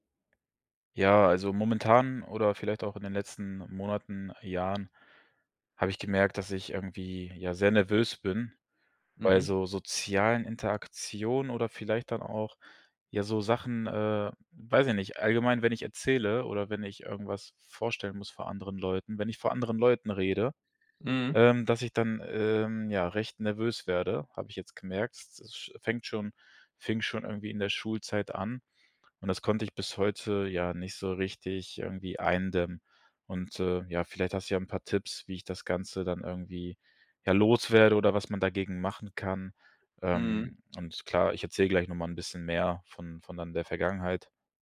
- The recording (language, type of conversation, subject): German, advice, Wie kann ich in sozialen Situationen weniger nervös sein?
- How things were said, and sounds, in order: none